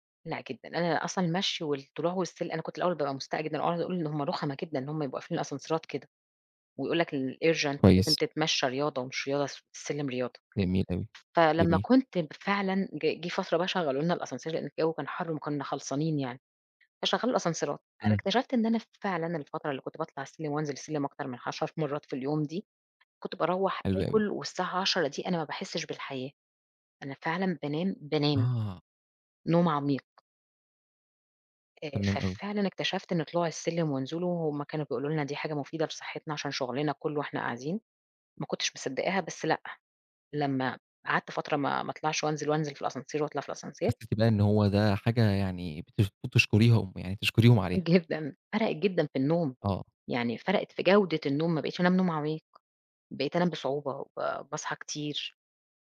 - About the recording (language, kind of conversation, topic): Arabic, podcast, إزاي بتنظّم نومك عشان تحس بنشاط؟
- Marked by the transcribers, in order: in French: "الأسانسيرات"; in English: "الurgent"; in French: "الascenseur"; in French: "الأسانسيرات"; in French: "الascenseur"; in French: "الascenseur"